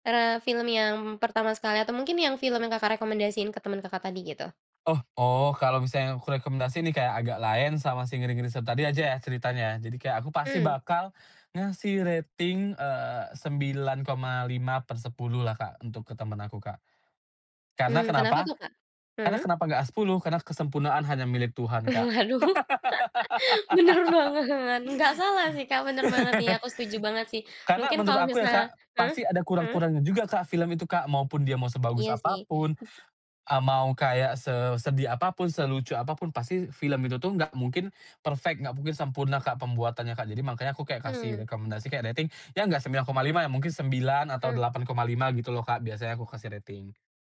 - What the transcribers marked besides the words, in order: in English: "rating"; laugh; laughing while speaking: "Aduh. Bener banget"; laugh; laugh; other noise; in English: "perfect"; in English: "rating"; in English: "rating"
- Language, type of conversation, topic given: Indonesian, podcast, Film apa yang bikin kamu sampai lupa waktu saat menontonnya, dan kenapa?